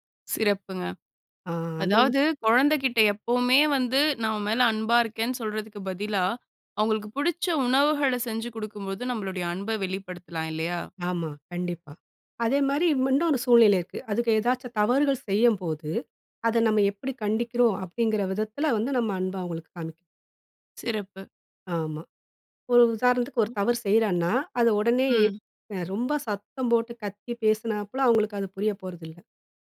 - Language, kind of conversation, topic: Tamil, podcast, அன்பை வெளிப்படுத்தும்போது சொற்களையா, செய்கைகளையா—எதையே நீங்கள் அதிகம் நம்புவீர்கள்?
- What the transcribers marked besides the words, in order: other background noise